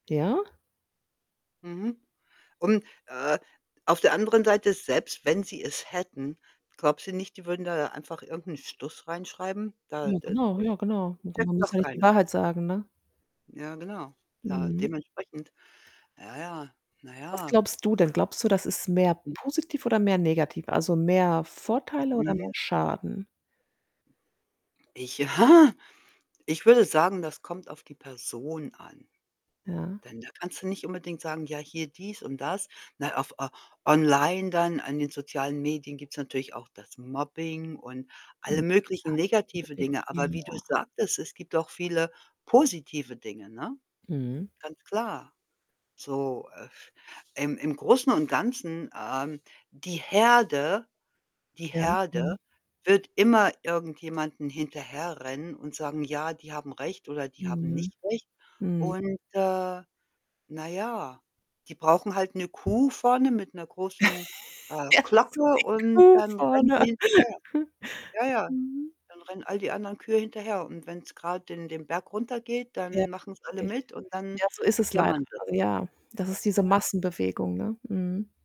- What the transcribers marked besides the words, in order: static; distorted speech; unintelligible speech; tapping; other background noise; laughing while speaking: "ja"; unintelligible speech; other noise; laugh; laughing while speaking: "Ja so 'ne Kuh vorne"; laugh
- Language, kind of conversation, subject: German, unstructured, Glaubst du, dass soziale Medien unserer Gesellschaft mehr schaden als nutzen?